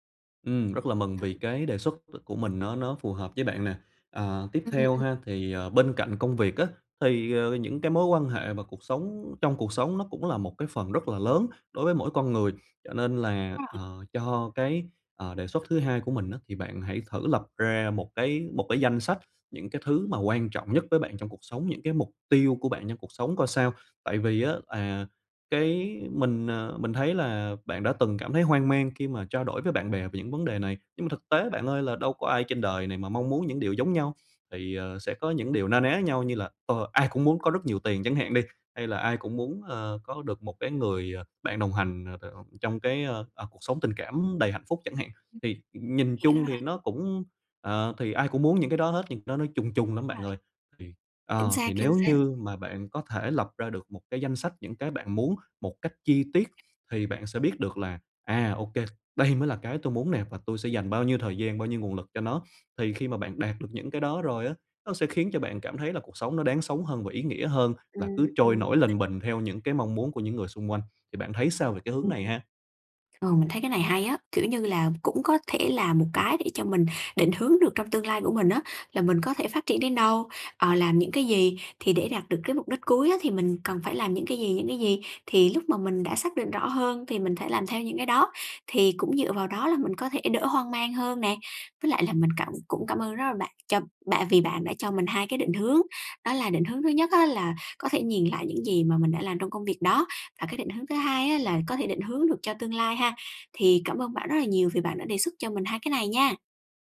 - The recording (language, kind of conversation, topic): Vietnamese, advice, Tại sao tôi đã đạt được thành công nhưng vẫn cảm thấy trống rỗng và mất phương hướng?
- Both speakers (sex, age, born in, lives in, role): female, 25-29, Vietnam, Vietnam, user; male, 25-29, Vietnam, Vietnam, advisor
- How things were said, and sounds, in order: other background noise; tapping; sniff